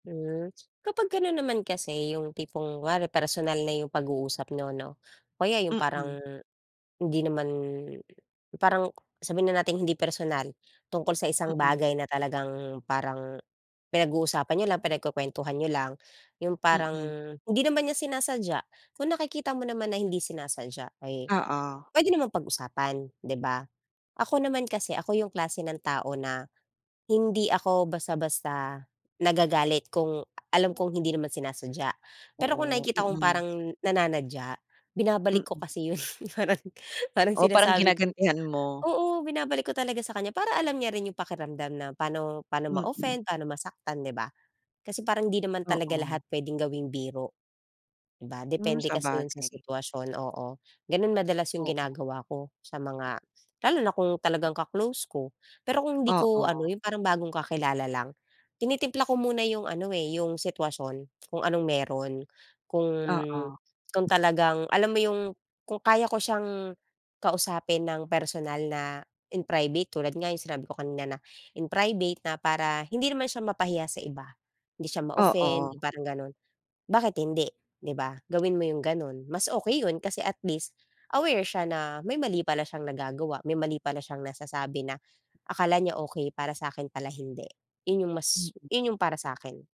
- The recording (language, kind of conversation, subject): Filipino, podcast, Paano ka nagbibigay ng puna nang hindi nakakasakit?
- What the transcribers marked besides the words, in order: laughing while speaking: "yun parang, parang sinasabi ko"; tapping; in English: "at least aware"